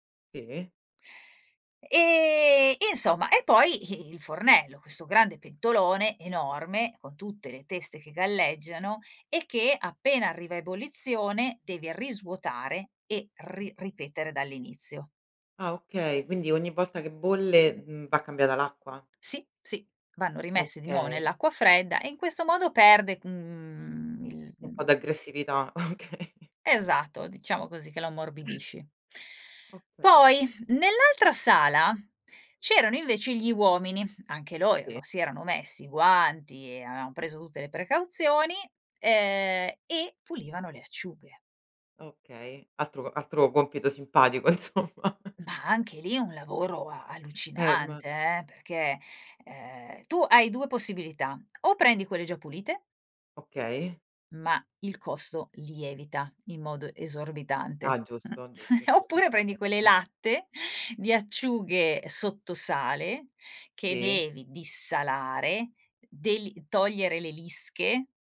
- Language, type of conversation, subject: Italian, podcast, Qual è un’esperienza culinaria condivisa che ti ha colpito?
- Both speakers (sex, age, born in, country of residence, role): female, 35-39, Italy, Italy, host; female, 45-49, Italy, Italy, guest
- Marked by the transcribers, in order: tapping; other background noise; laughing while speaking: "okay"; laughing while speaking: "insomma"; chuckle; chuckle; laughing while speaking: "oppure prendi quelle latte"